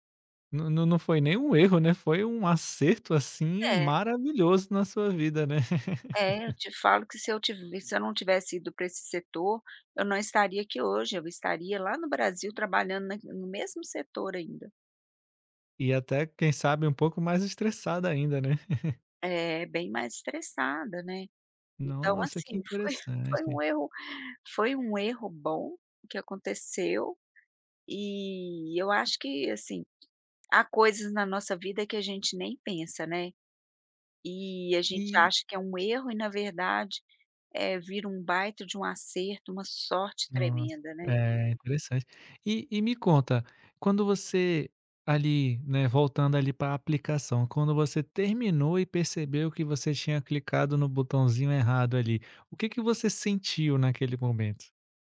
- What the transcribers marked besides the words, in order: laugh; chuckle; other background noise; tapping
- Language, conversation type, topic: Portuguese, podcast, Quando foi que um erro seu acabou abrindo uma nova porta?